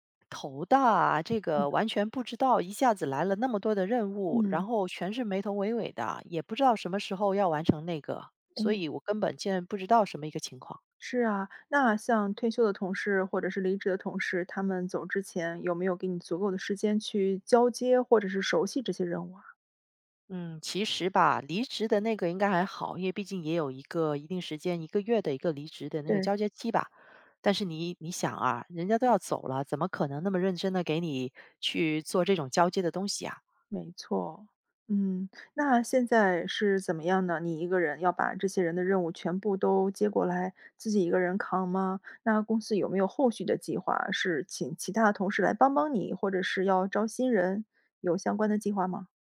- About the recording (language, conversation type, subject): Chinese, advice, 同时处理太多任务导致效率低下时，我该如何更好地安排和完成这些任务？
- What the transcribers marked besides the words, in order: tapping; "没头没尾" said as "没头维尾"